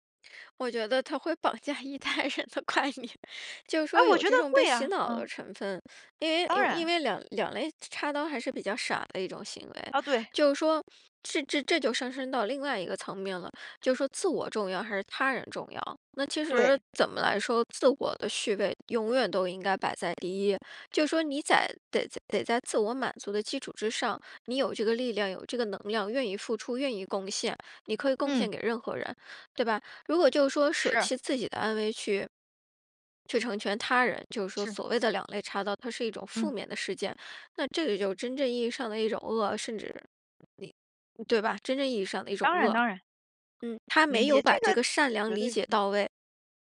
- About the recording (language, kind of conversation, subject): Chinese, podcast, 你觉得什么样的人才算是真正的朋友？
- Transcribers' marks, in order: laughing while speaking: "它会绑架一代人的观念"; other background noise